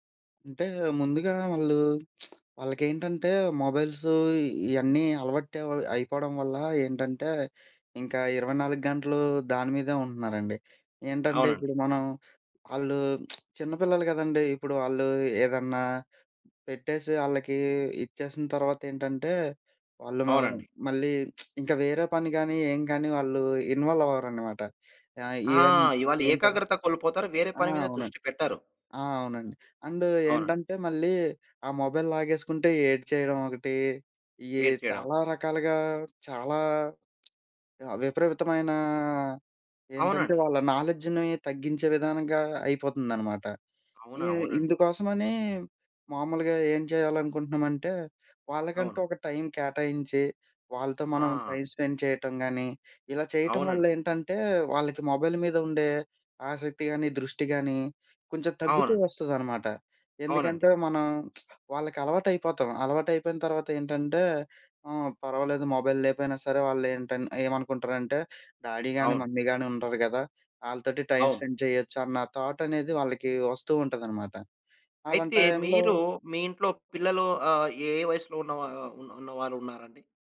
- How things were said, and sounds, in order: lip smack; in English: "మొబైల్స్"; lip smack; lip smack; in English: "ఇన్వాల్వ్"; in English: "ఈవెన్"; in English: "అండ్"; in English: "మొబైల్"; lip smack; in English: "నాలెడ్జ్‌ని"; in English: "స్పెండ్"; in English: "మొబైల్"; lip smack; in English: "మొబైల్"; in English: "డాడీ"; in English: "మమ్మీ"; in English: "స్పెండ్"; in English: "థాట్"
- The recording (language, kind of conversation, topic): Telugu, podcast, పిల్లల స్క్రీన్ టైమ్‌ను ఎలా పరిమితం చేస్తారు?